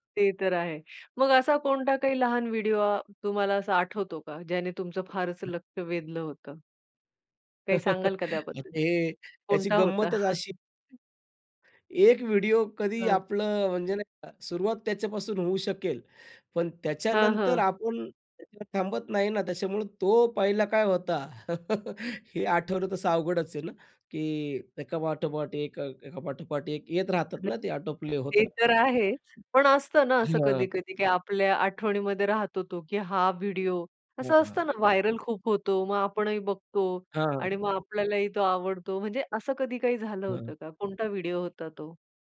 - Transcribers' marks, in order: tapping; other noise; chuckle; chuckle; unintelligible speech; chuckle; unintelligible speech; in English: "आटोप्ले"; in English: "व्हायरल"
- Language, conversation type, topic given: Marathi, podcast, लहान स्वरूपाच्या व्हिडिओंनी लक्ष वेधलं का तुला?